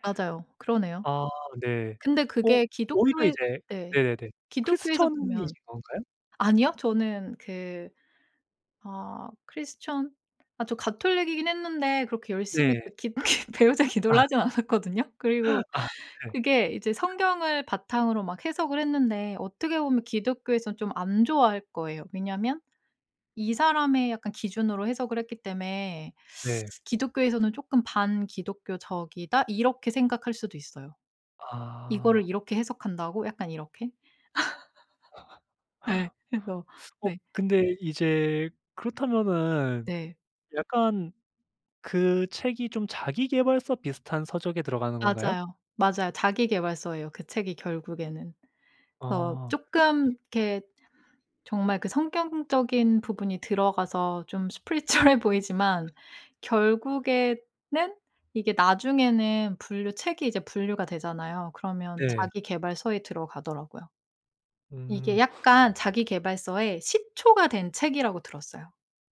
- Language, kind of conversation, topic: Korean, podcast, 삶을 바꿔 놓은 책이나 영화가 있나요?
- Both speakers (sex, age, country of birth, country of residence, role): female, 40-44, South Korea, United States, guest; male, 25-29, South Korea, Japan, host
- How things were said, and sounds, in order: other background noise; laughing while speaking: "그 배우자 기도를 하진 않았거든요"; laughing while speaking: "아"; tapping; laughing while speaking: "아 네"; teeth sucking; laugh; teeth sucking; laugh; laughing while speaking: "spiritual해"; in English: "spiritual해"